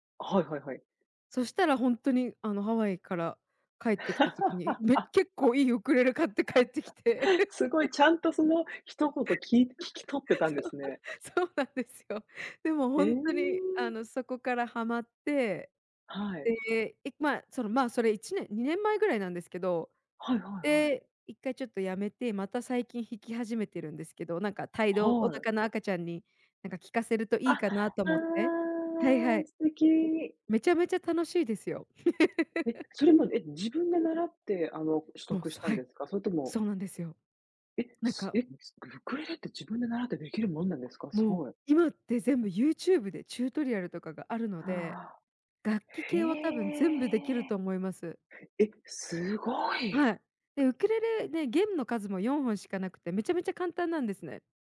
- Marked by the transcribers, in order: laugh; laughing while speaking: "ウクレレ買って帰ってきて"; laugh; laugh; laughing while speaking: "そう、そうなんですよ"; drawn out: "ああ"; laugh; in English: "チュートリアル"; drawn out: "へえ"; tapping
- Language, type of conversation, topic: Japanese, unstructured, 趣味をしているとき、いちばん楽しい瞬間はいつですか？